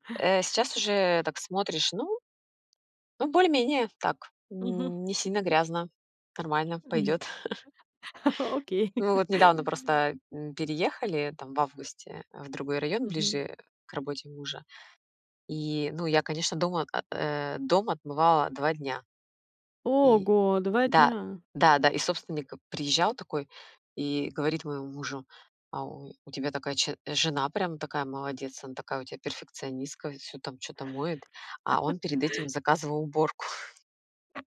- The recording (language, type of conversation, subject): Russian, podcast, Как миграция изменила быт и традиции в твоей семье?
- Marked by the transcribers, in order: chuckle; laughing while speaking: "Окей"; chuckle; other background noise